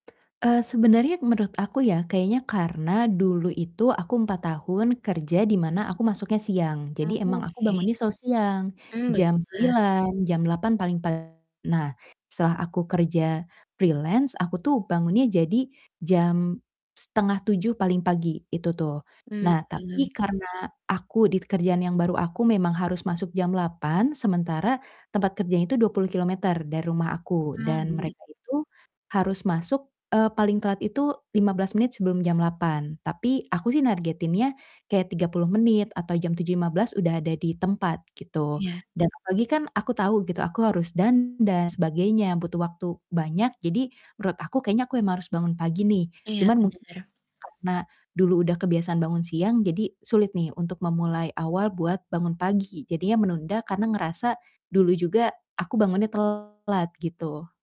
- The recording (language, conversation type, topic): Indonesian, advice, Bagaimana cara mengatasi kebiasaan menunda bangun yang membuat rutinitas pagi saya terganggu?
- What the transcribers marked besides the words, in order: other background noise; distorted speech; in English: "freelance"; "di" said as "dit"; static; tapping